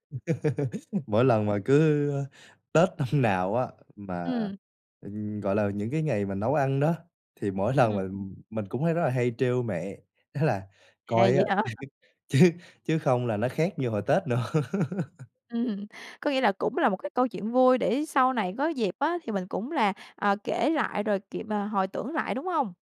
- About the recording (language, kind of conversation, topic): Vietnamese, podcast, Bạn có thể kể về một bữa ăn gia đình đáng nhớ của bạn không?
- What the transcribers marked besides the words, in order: laugh; other background noise; laughing while speaking: "năm"; laugh; laughing while speaking: "hả?"; laughing while speaking: "chứ"; tapping; laughing while speaking: "nữa"; laugh